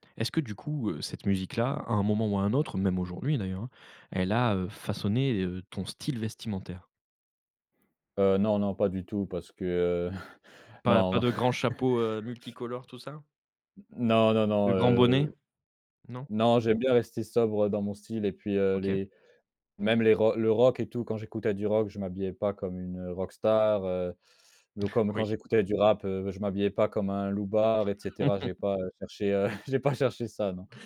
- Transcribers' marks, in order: chuckle; other background noise; chuckle; laugh; laughing while speaking: "heu, j'ai pas cherché ça, non"
- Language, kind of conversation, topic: French, podcast, Comment la musique a-t-elle marqué ton identité ?